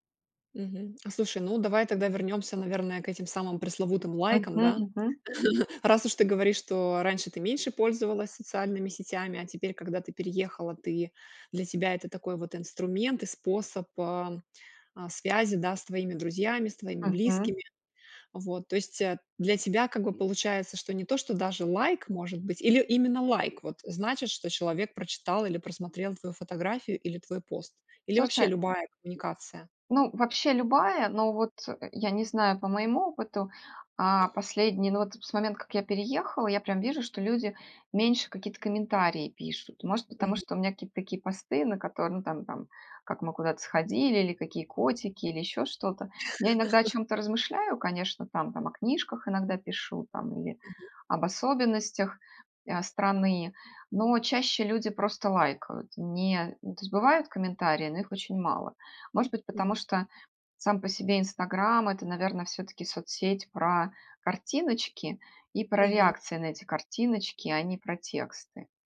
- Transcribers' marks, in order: laugh; other background noise; tapping; laugh
- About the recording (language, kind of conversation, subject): Russian, podcast, Как лайки влияют на твою самооценку?